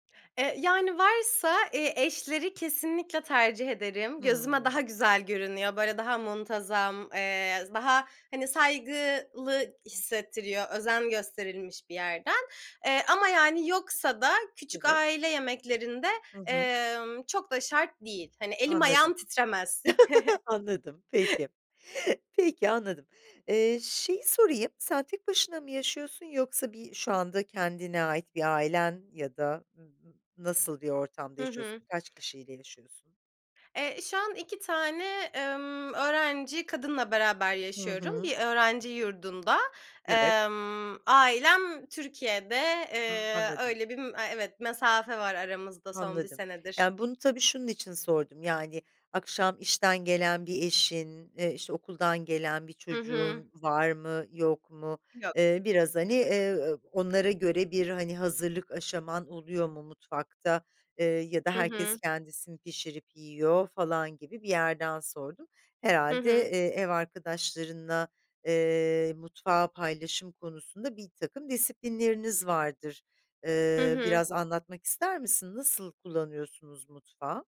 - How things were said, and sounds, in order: chuckle; chuckle; unintelligible speech
- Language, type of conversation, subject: Turkish, podcast, Paylaşılan yemekler ve sofra etrafında bir araya gelmek ilişkileri nasıl güçlendirir?